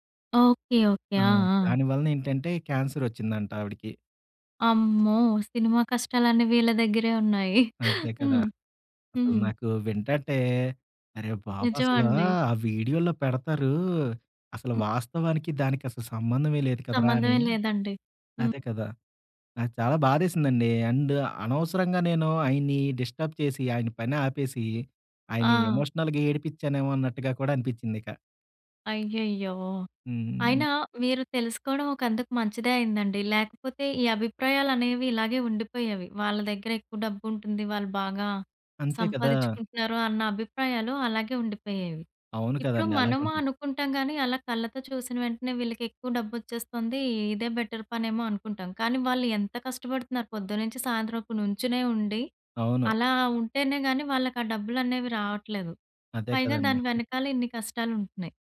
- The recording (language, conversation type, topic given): Telugu, podcast, ఒక స్థానిక మార్కెట్‌లో మీరు కలిసిన విక్రేతతో జరిగిన సంభాషణ మీకు ఎలా గుర్తుంది?
- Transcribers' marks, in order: chuckle; other background noise; in English: "అండ్"; in English: "డిస్టర్బ్"; in English: "ఎమోషనల్‌గా"; in English: "బెటర్"